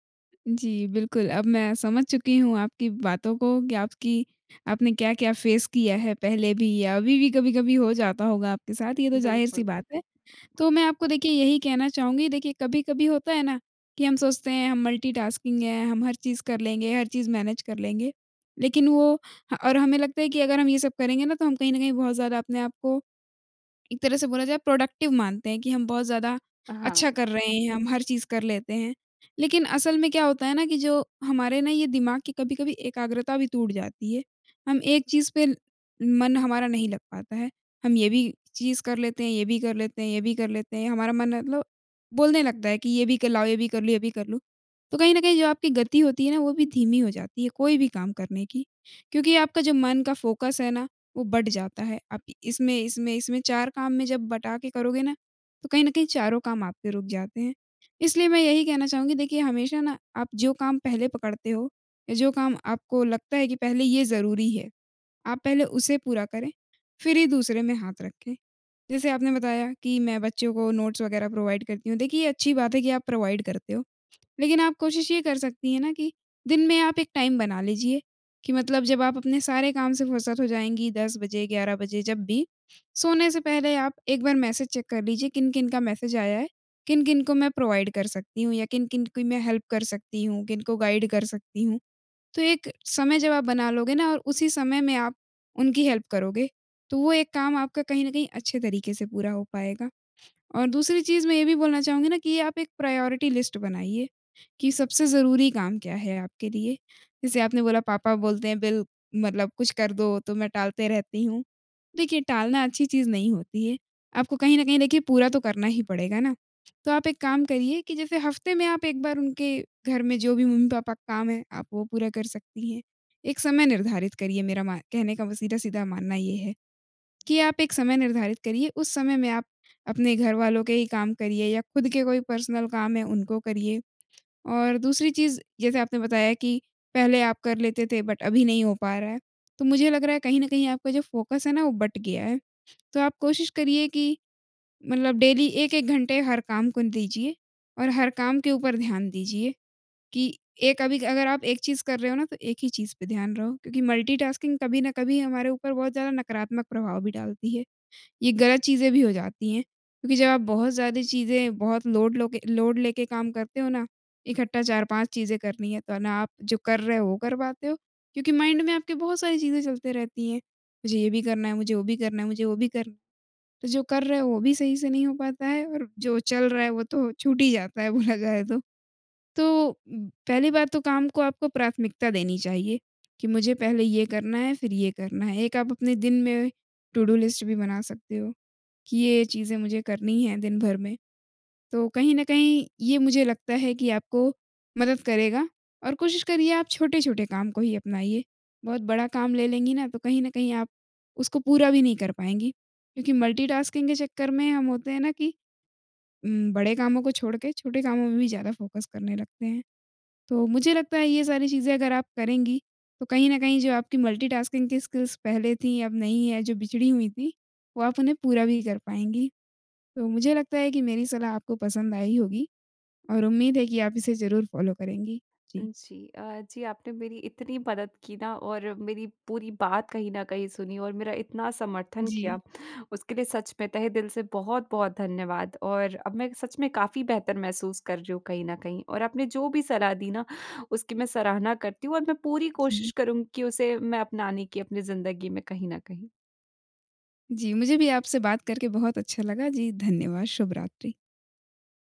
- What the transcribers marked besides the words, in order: in English: "फेस"; in English: "मल्टी-टास्किंग"; in English: "मैनेज"; in English: "प्रोडक्टिव"; in English: "फ़ोकस"; in English: "नोट्स"; in English: "प्रोवाइड"; in English: "प्रोवाइड"; in English: "टाइम"; in English: "मैसेज चेक"; in English: "मैसेज"; in English: "प्रोवाइड"; in English: "हेल्प"; in English: "गाइड"; in English: "हेल्प"; in English: "प्रायोरिटी लिस्ट"; in English: "पर्सनल"; in English: "बट"; in English: "फ़ोकस"; in English: "डेली"; in English: "मल्टी-टास्किंग"; in English: "माइंड"; laughing while speaking: "बोला जाए"; in English: "टू-डू लिस्ट"; in English: "मल्टी-टास्किंग"; in English: "फ़ोकस"; in English: "मल्टी-टास्किंग"; in English: "स्किल्स"; in English: "फॉलो"; tapping
- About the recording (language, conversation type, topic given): Hindi, advice, मेरे लिए मल्टीटास्किंग के कारण काम अधूरा या कम गुणवत्ता वाला क्यों रह जाता है?